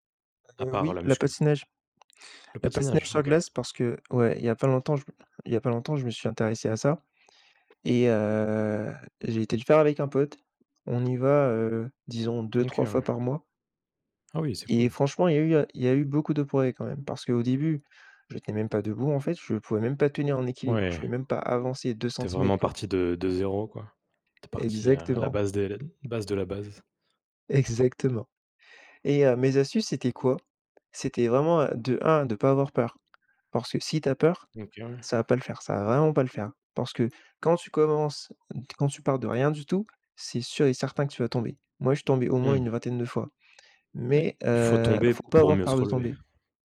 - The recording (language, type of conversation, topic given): French, podcast, Quelles astuces recommandes-tu pour progresser rapidement dans un loisir ?
- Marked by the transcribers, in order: tapping; drawn out: "heu"